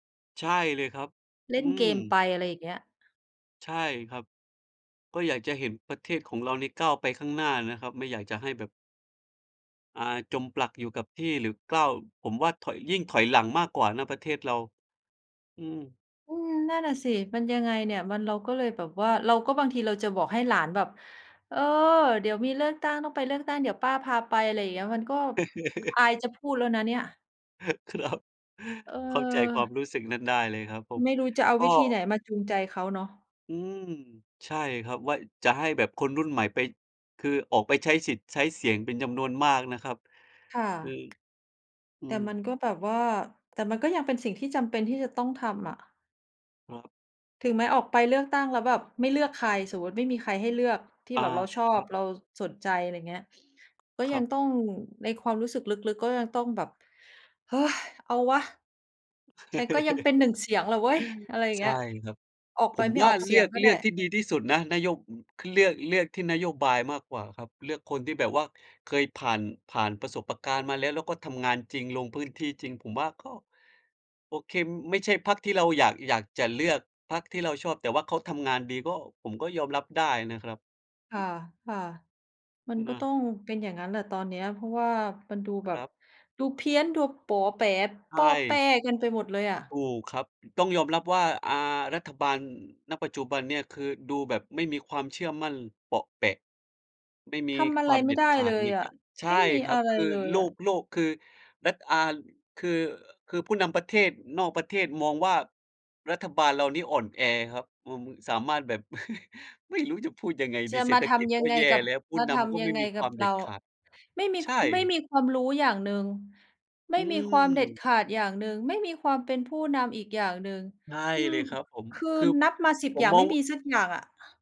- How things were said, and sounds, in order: chuckle; laughing while speaking: "ครับ"; tapping; sigh; chuckle; other noise; "ประสบการณ์" said as "ปะสบปะกาน"; "โอเค" said as "โอ่เค็ม"; chuckle; exhale
- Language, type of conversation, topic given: Thai, unstructured, คุณคิดว่าการเลือกตั้งมีความสำคัญแค่ไหนต่อประเทศ?